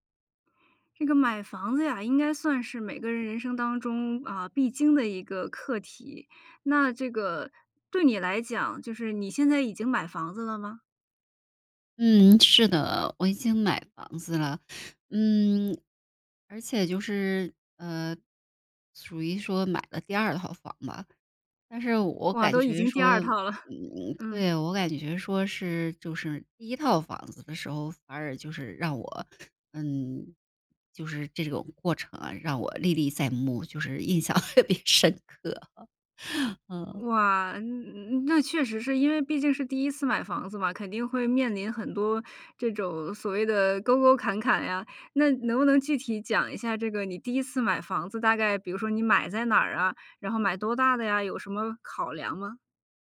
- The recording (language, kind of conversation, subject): Chinese, podcast, 你第一次买房的心路历程是怎样？
- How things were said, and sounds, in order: "反而" said as "反耳"; laughing while speaking: "特别深刻，嗯"